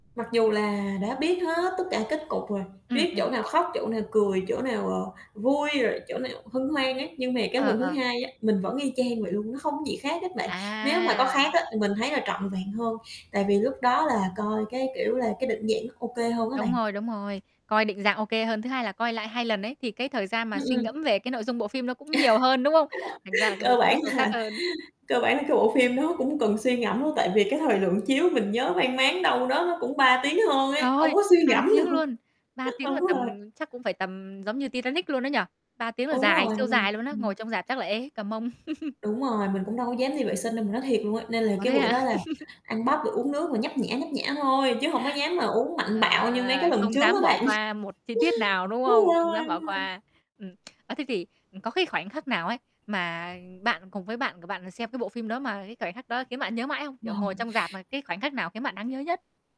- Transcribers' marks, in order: static; tapping; laugh; laughing while speaking: "là"; laughing while speaking: "được, đúng rồi"; other background noise; chuckle; laugh; chuckle; laughing while speaking: "Đúng rồi, đúng rồi"; laughing while speaking: "Ờ"
- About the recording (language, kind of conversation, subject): Vietnamese, podcast, Bạn cảm thấy thế nào khi xem lại một bộ phim cũ mà mình từng rất yêu thích?